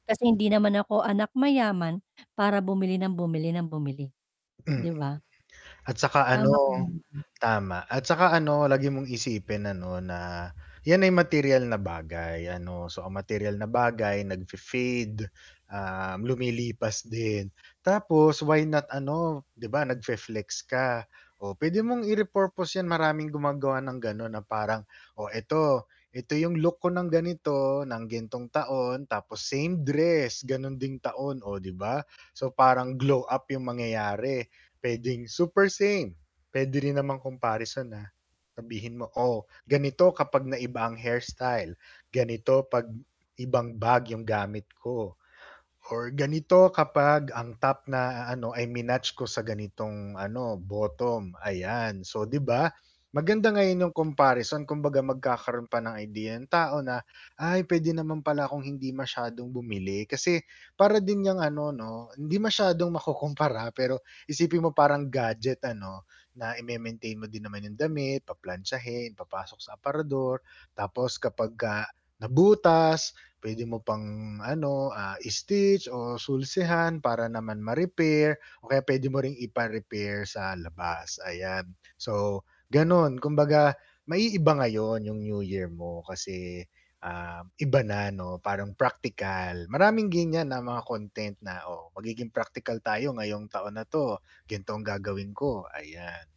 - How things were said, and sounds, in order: static; throat clearing; distorted speech; other background noise; "ganitong" said as "gintong"; tapping
- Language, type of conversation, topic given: Filipino, advice, Paano ko mas maayos makokontrol ang impulsibong paggastos ko?